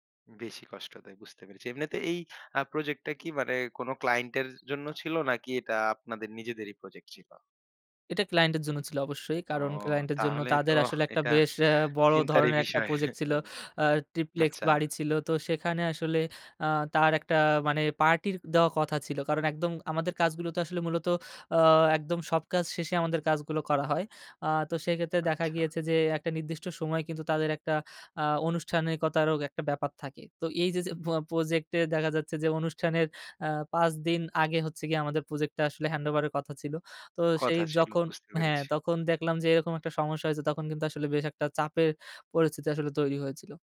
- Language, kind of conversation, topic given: Bengali, podcast, তুমি কি কোনো প্রজেক্টে ব্যর্থ হলে সেটা কীভাবে সামলাও?
- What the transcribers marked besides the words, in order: none